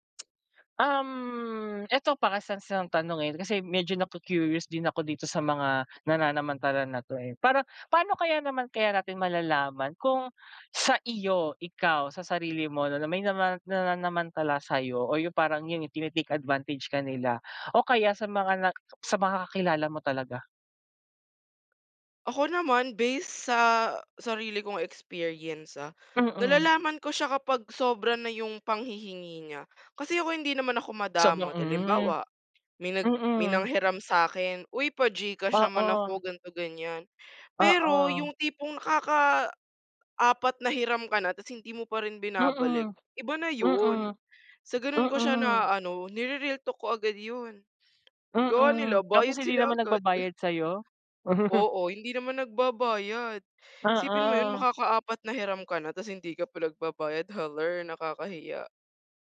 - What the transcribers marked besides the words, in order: laugh
- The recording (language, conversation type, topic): Filipino, unstructured, Bakit sa tingin mo may mga taong nananamantala sa kapwa?